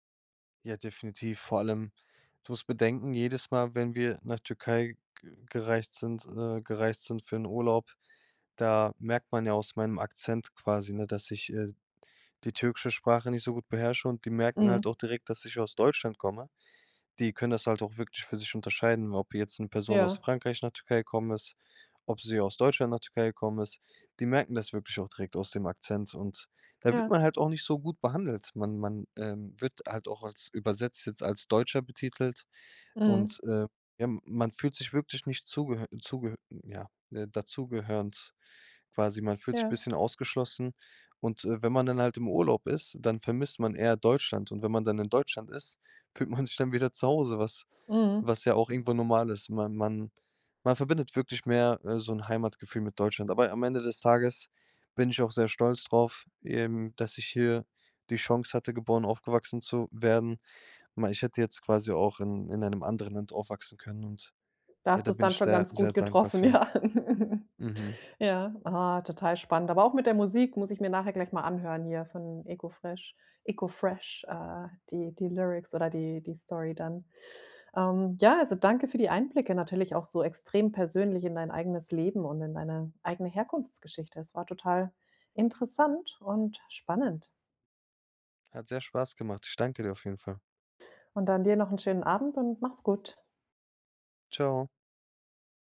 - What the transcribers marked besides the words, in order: laughing while speaking: "ja"; giggle
- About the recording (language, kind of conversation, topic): German, podcast, Wie nimmst du kulturelle Einflüsse in moderner Musik wahr?